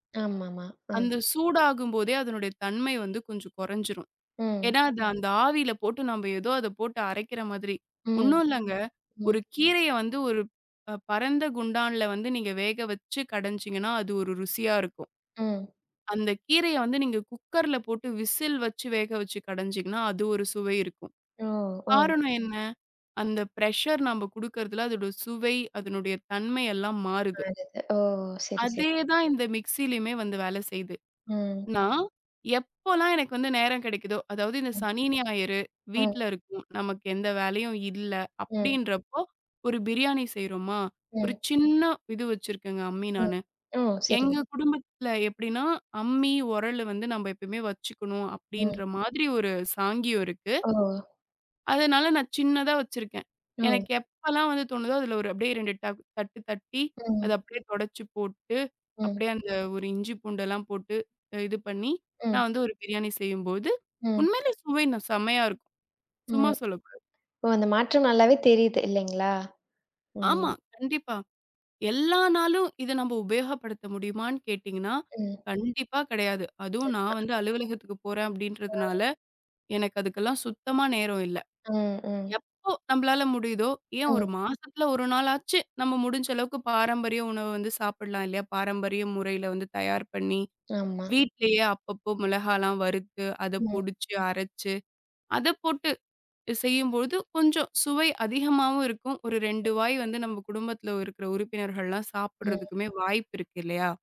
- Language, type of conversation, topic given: Tamil, podcast, பாரம்பரிய சமையல் குறிப்புகளை வீட்டில் எப்படி மாற்றி அமைக்கிறீர்கள்?
- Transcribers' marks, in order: tapping; in English: "பிரஷர்"; unintelligible speech; other background noise